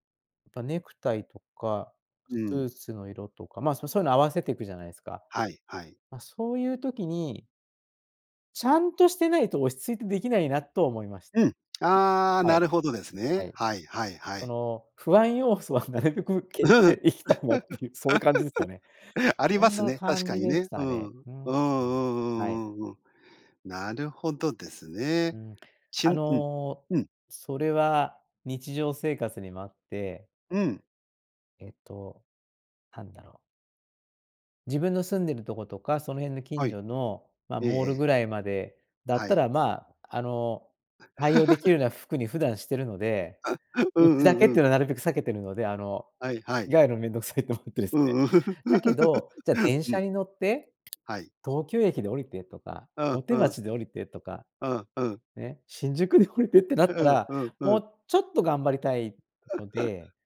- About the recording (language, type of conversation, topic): Japanese, podcast, 服で気分を変えるコツってある？
- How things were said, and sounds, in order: laughing while speaking: "なるべく消していきたいなっていう"; laugh; other noise; laugh; laugh; tapping